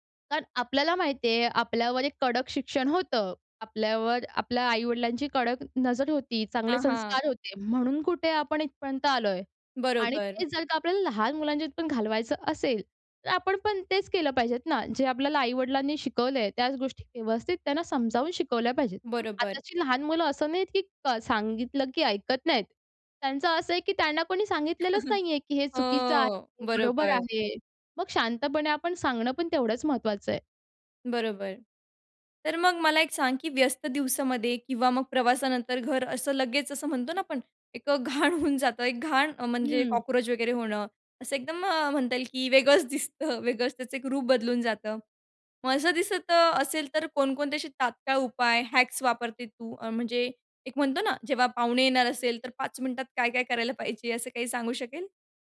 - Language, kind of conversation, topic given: Marathi, podcast, दररोजच्या कामासाठी छोटा स्वच्छता दिनक्रम कसा असावा?
- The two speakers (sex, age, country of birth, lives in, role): female, 20-24, India, India, guest; female, 20-24, India, India, host
- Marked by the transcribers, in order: other background noise; chuckle; in English: "कॉकरोच"; tapping; laughing while speaking: "वेगळंच दिसतं"; in English: "हॅक्स"